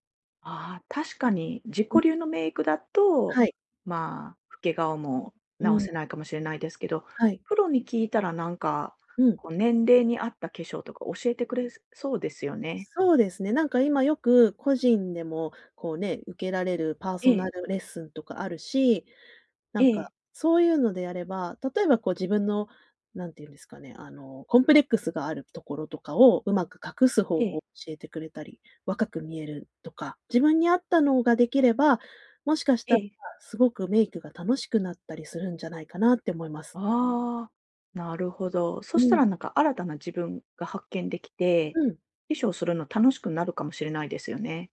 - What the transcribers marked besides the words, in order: none
- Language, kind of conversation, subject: Japanese, advice, 過去の失敗を引きずって自己否定が続くのはなぜですか？